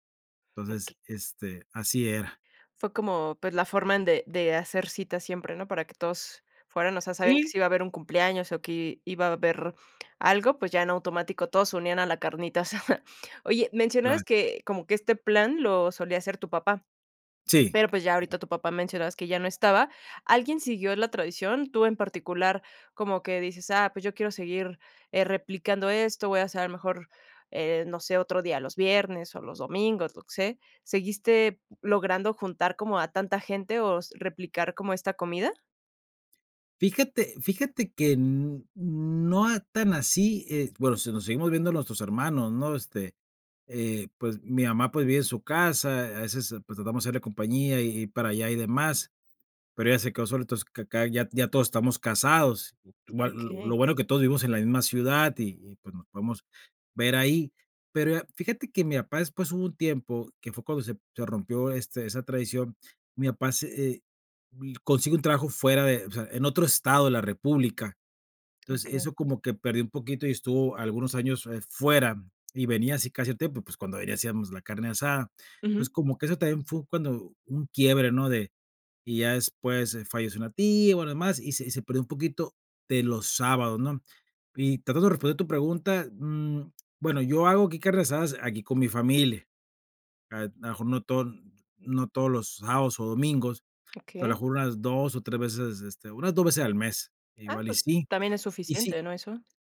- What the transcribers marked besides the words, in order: tapping; chuckle; other background noise
- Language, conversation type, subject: Spanish, podcast, ¿Qué papel juega la comida en tu identidad familiar?